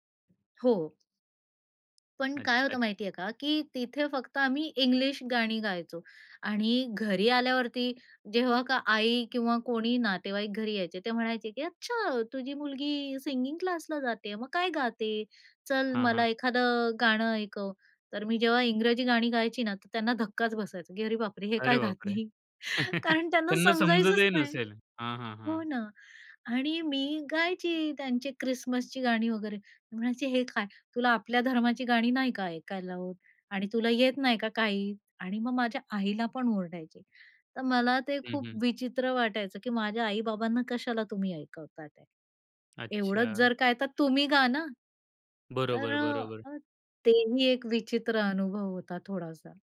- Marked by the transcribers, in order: other background noise; chuckle; laughing while speaking: "हे काय गाते?"; scoff
- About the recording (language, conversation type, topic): Marathi, podcast, तुझ्या संगीताच्या प्रवासात सर्वात मोठी वळणं कोणती होती?